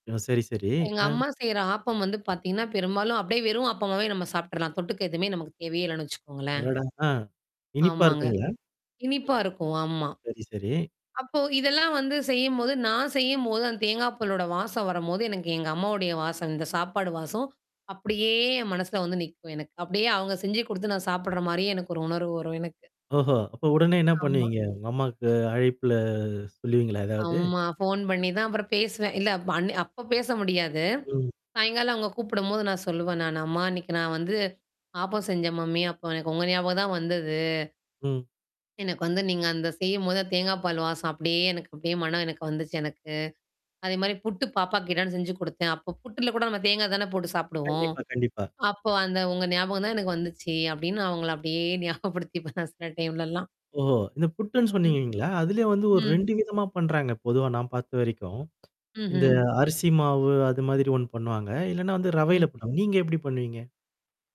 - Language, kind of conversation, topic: Tamil, podcast, உணவின் வாசனை உங்களை கடந்த கால நினைவுகளுக்கு மீண்டும் அழைத்துச் சென்ற அனுபவம் உங்களுக்குண்டா?
- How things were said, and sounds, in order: distorted speech; mechanical hum; tapping; drawn out: "அப்படியே"; static; in English: "மம்மி"; drawn out: "அப்படியே"; laughing while speaking: "ஞாபகப்படுத்திப்பேன் சில"; other background noise